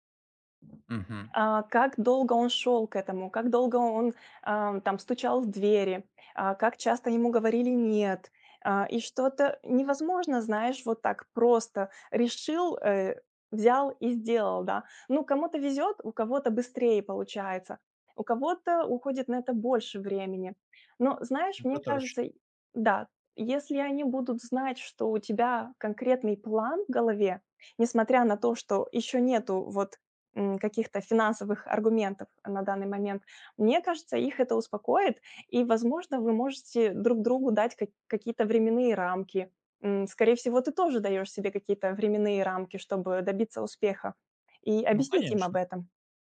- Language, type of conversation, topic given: Russian, advice, Как перестать бояться разочаровать родителей и начать делать то, что хочу я?
- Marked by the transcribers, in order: other background noise; tapping